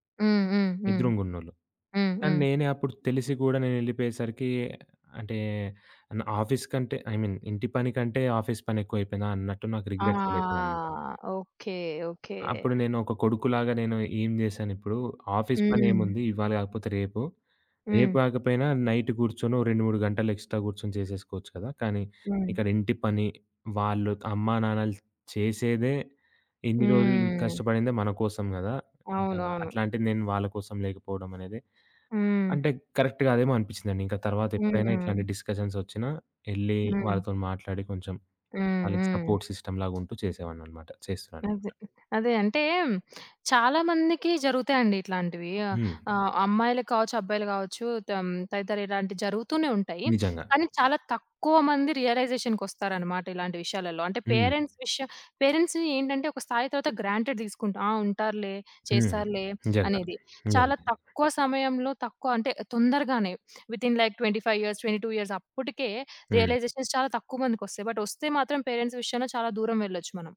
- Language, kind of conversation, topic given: Telugu, podcast, సోషియల్ జీవితం, ఇంటి బాధ్యతలు, పని మధ్య మీరు ఎలా సంతులనం చేస్తారు?
- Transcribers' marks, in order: in English: "ఆఫీస్"; in English: "ఐమీన్"; in English: "ఆఫీస్"; in English: "రిగ్రెట్ ఫీల్"; drawn out: "ఆ!"; other background noise; in English: "ఆఫీస్"; in English: "నైట్"; in English: "ఎక్స్ట్రా"; in English: "కరెక్ట్‌గాదేమో"; in English: "డిస్కషన్స్"; in English: "సపోర్ట్ సిస్టమ్"; sniff; in English: "రియలైజేషన్"; in English: "పేరెంట్స్"; in English: "పేరెంట్స్‌ని"; in English: "గ్రాంటెడ్"; in English: "వితిన్ లైక్ ట్వెంటీ ఫైవ్ ఇయర్స్ ట్వెంటీ టూ ఇయర్స్"; in English: "రియలైజేషన్స్"; in English: "బట్"; in English: "పేరెంట్స్"